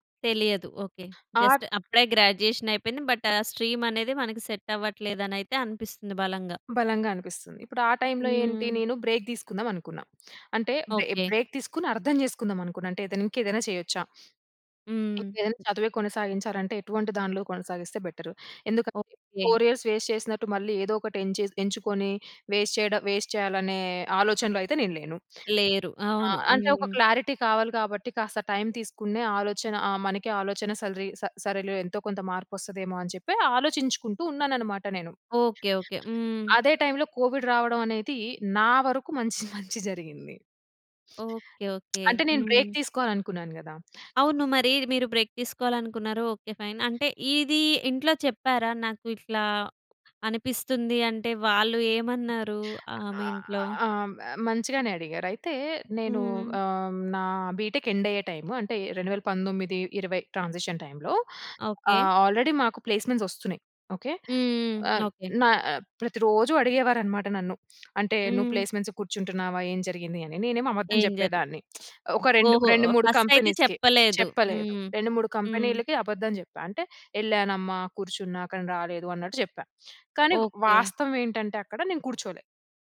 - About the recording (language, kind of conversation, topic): Telugu, podcast, స్నేహితులు, కుటుంబంతో కలిసి ఉండటం మీ మానసిక ఆరోగ్యానికి ఎలా సహాయపడుతుంది?
- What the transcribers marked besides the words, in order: in English: "జస్ట్"; in English: "గ్రాడ్యుయేషన్"; in English: "బట్"; in English: "స్ట్రీమ్"; in English: "సెట్"; in English: "టైమ్‌లో"; in English: "బ్రేక్"; in English: "బ్రే బ్రేక్"; other background noise; sniff; in English: "ఫోర్ ఇయర్స్ వేస్ట్"; in English: "వేస్ట్"; in English: "వేస్ట్"; in English: "క్లారిటీ"; in English: "టైమ్"; in English: "టైమ్‌లో కోవిడ్"; laughing while speaking: "మంచి, మంచి జరిగింది"; lip smack; in English: "బ్రేక్"; in English: "బ్రేక్"; in English: "ఫైన్"; in English: "బీటెక్ ఎండ్"; in English: "టైమ్"; in English: "ట్రాన్సిషన్ టైమ్‌లో, ఆల్రెడీ"; in English: "ప్లేస్మెంట్స్"; in English: "ప్లేస్మెంట్స్"; tsk; in English: "ఫస్ట్"; in English: "కంపెనీస్‌కి"